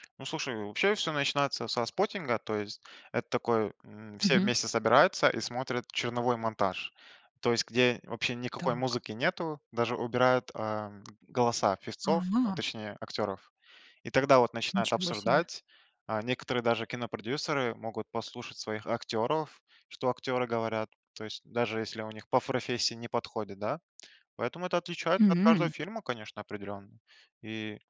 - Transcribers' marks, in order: other background noise
- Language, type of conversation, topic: Russian, podcast, Как хороший саундтрек помогает рассказу в фильме?